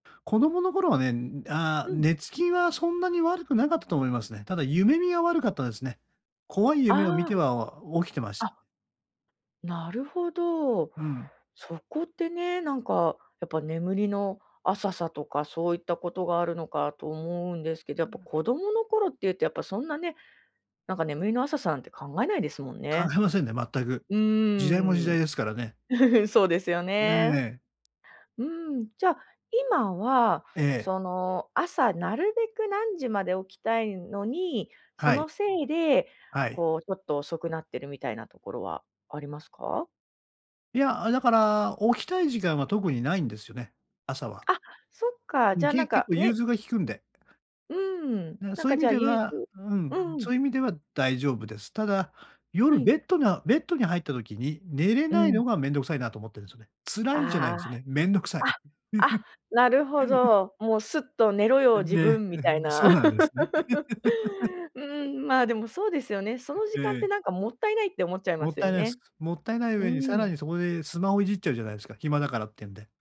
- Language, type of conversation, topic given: Japanese, advice, 夜、寝つきが悪くてなかなか眠れないときはどうすればいいですか？
- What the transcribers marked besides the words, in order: chuckle; "唯一" said as "ゆいつ"; other noise; laugh; laugh